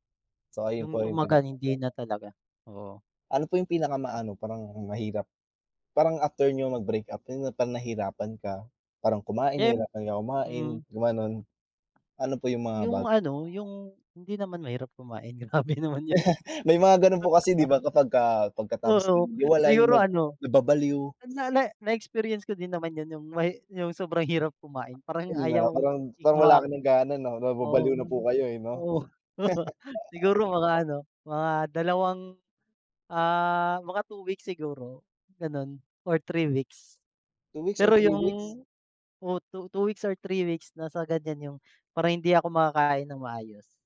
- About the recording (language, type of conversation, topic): Filipino, unstructured, Ano ang nararamdaman mo kapag iniwan ka ng taong mahal mo?
- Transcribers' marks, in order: other background noise; laugh; laughing while speaking: "grabe naman 'yon"; chuckle; tapping; chuckle